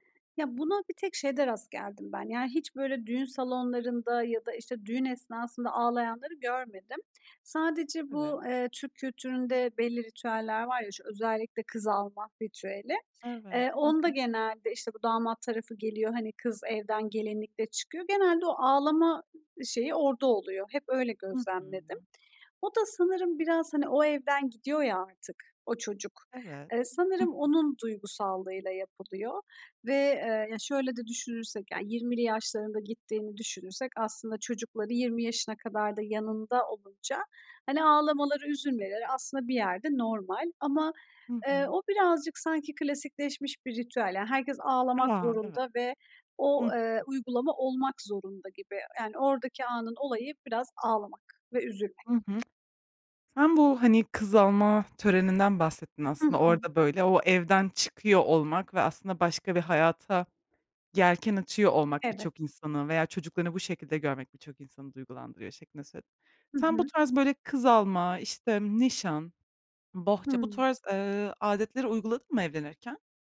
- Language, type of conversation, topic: Turkish, podcast, Bir düğün ya da kutlamada herkesin birlikteymiş gibi hissettiği o anı tarif eder misin?
- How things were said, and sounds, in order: tapping